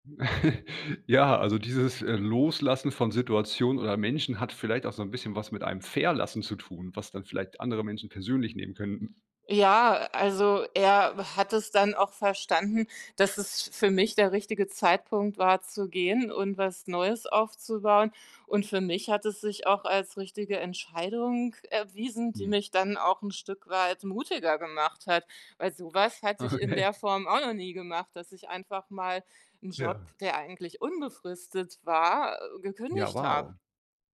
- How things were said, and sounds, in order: chuckle; stressed: "Verlassen"; other background noise; tapping; laughing while speaking: "Okay"
- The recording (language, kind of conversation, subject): German, podcast, Wann hast du bewusst etwas losgelassen und dich danach besser gefühlt?